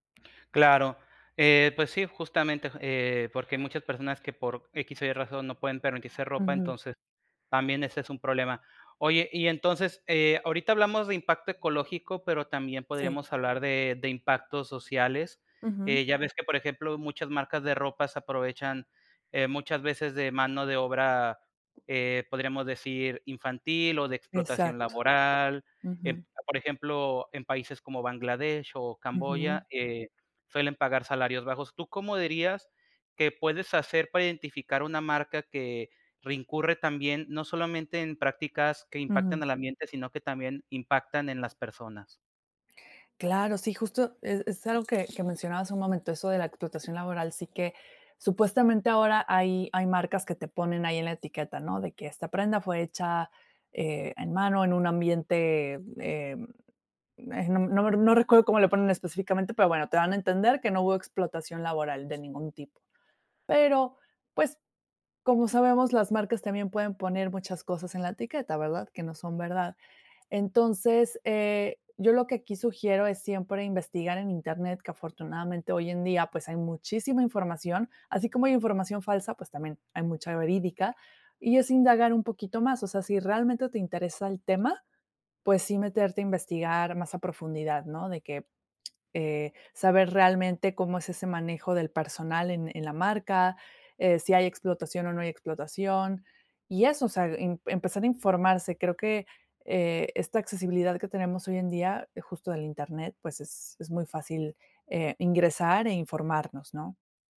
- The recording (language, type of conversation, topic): Spanish, podcast, Oye, ¿qué opinas del consumo responsable en la moda?
- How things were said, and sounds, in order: tapping; "incurre" said as "reincurre"; other background noise; other noise